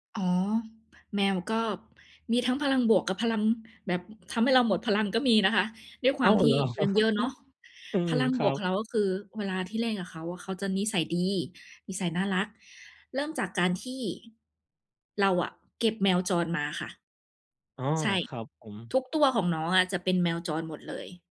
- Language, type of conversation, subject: Thai, podcast, คุณสังเกตไหมว่าอะไรทำให้คุณรู้สึกมีพลังหรือหมดพลัง?
- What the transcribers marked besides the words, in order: chuckle